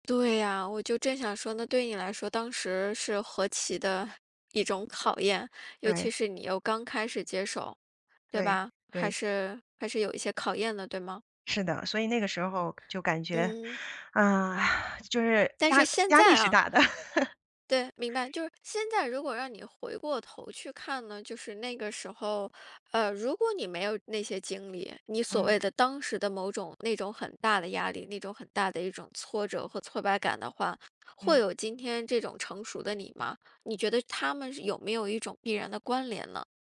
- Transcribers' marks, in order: sigh; laugh
- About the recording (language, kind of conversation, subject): Chinese, podcast, 你第一份工作对你产生了哪些影响？